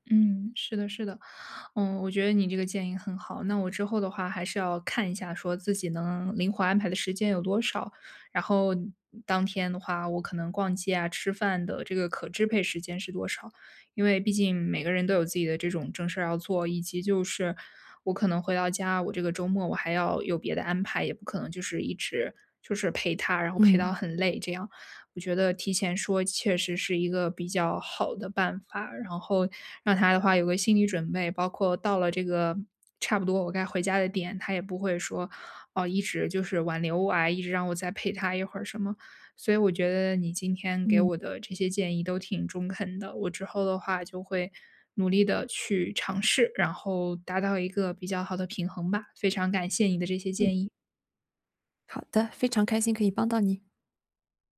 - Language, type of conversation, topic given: Chinese, advice, 我怎麼能更好地平衡社交與個人時間？
- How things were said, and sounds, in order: "确实" said as "切实"